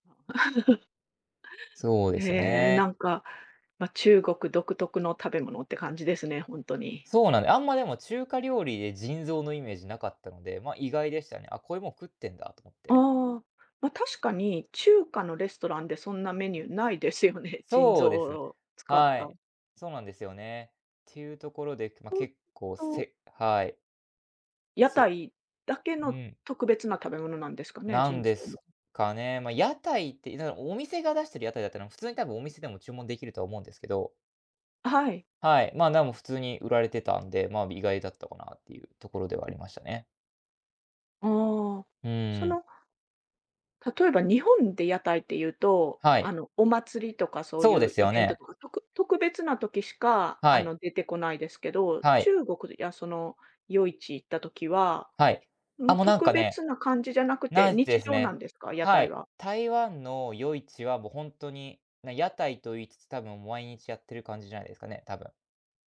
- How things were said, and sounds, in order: unintelligible speech; unintelligible speech; other background noise
- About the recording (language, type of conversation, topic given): Japanese, podcast, 市場や屋台で体験した文化について教えてもらえますか？